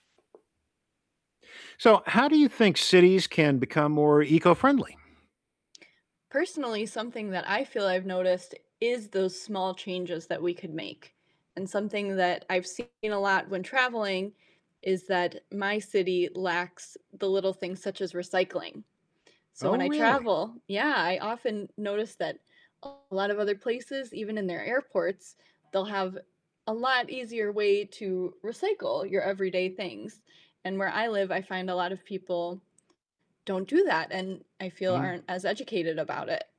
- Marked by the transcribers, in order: static; other background noise; distorted speech; background speech; tapping
- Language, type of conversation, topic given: English, unstructured, How could cities become more eco-friendly?